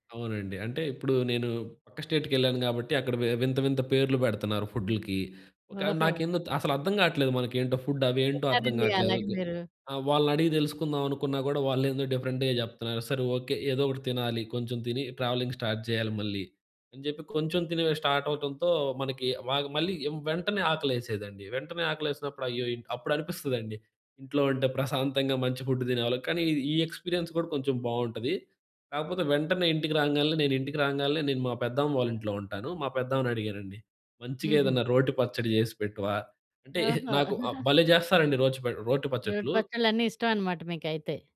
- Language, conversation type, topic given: Telugu, podcast, ఇంట్లో అడుగు పెట్టగానే మీకు ముందుగా ఏది గుర్తుకు వస్తుంది?
- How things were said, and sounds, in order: in English: "ఫుడ్"; in English: "డిఫరెంట్‌గా"; in English: "ట్రావెలింగ్ స్టార్ట్"; in English: "స్టార్ట్"; in English: "ఎక్స్‌పీరియన్స్"; giggle